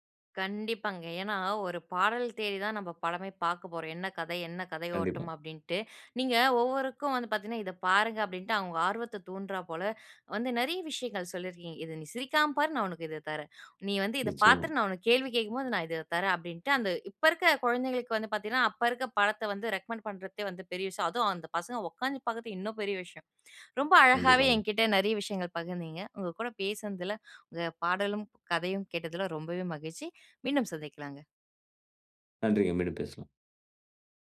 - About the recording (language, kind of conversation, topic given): Tamil, podcast, பழைய ஹிட் பாடலுக்கு புதிய கேட்போர்களை எப்படிக் கவர முடியும்?
- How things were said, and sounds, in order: "ஓட்டம்" said as "ஓட்டும்"; "ஒவ்வொருவருக்கும்" said as "ஒவ்வொருக்கும்"; in English: "ரெகமெண்ட்"